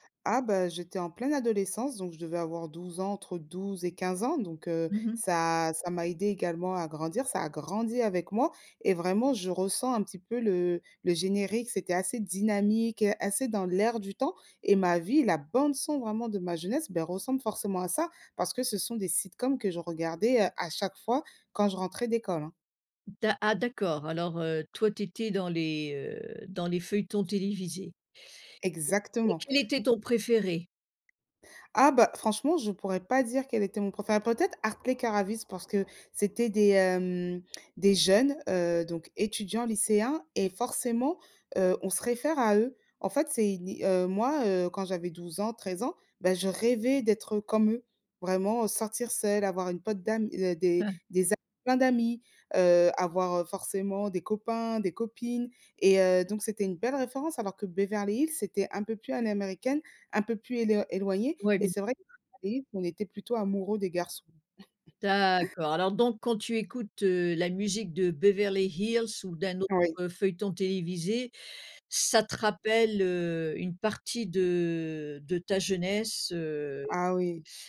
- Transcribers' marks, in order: stressed: "grandi"; tapping; chuckle; unintelligible speech; chuckle
- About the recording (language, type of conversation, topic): French, podcast, Comment décrirais-tu la bande-son de ta jeunesse ?